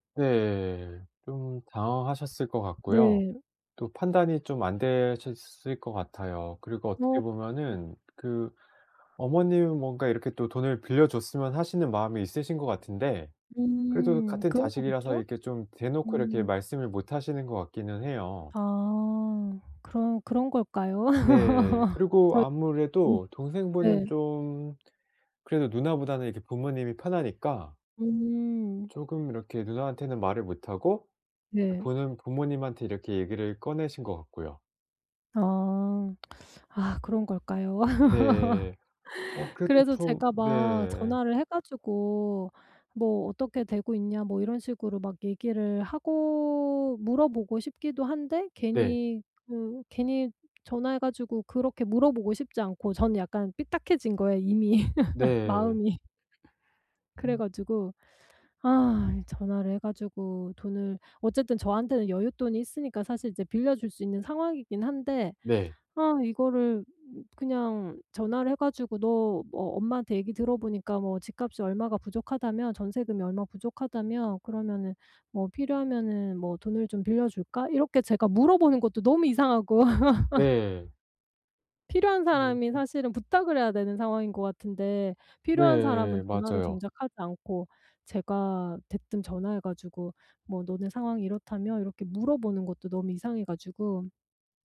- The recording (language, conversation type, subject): Korean, advice, 친구나 가족이 갑자기 돈을 빌려달라고 할 때 어떻게 정중하면서도 단호하게 거절할 수 있나요?
- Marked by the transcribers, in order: tapping; laugh; teeth sucking; laugh; other background noise; laugh; laugh